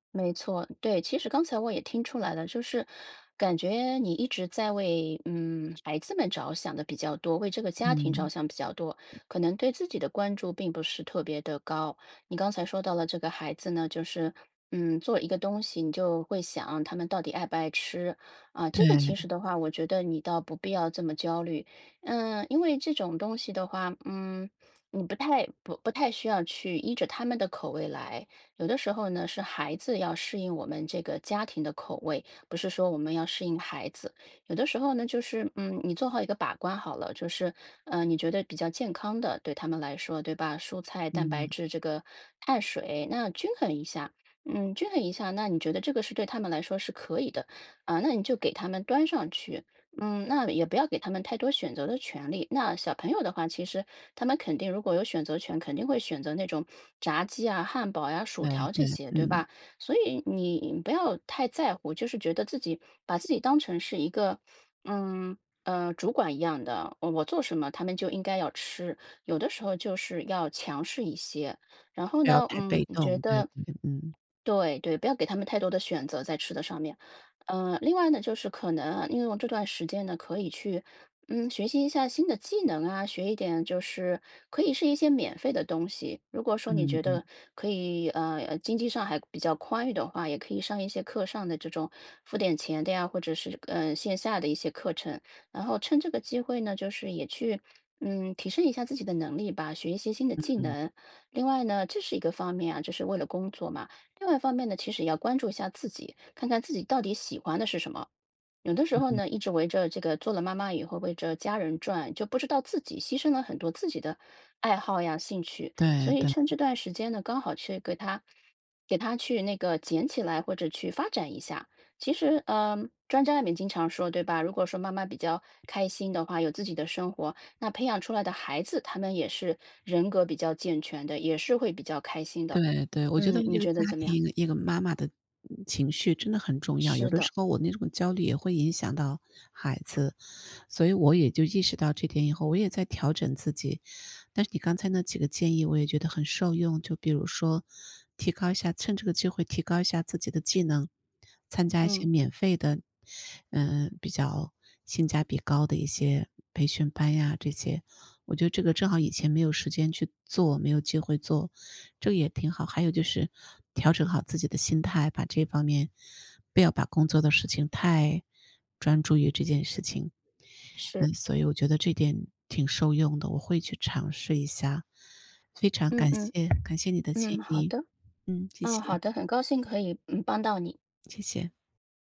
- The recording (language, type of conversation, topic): Chinese, advice, 我怎么才能减少焦虑和精神疲劳？
- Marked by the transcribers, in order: tapping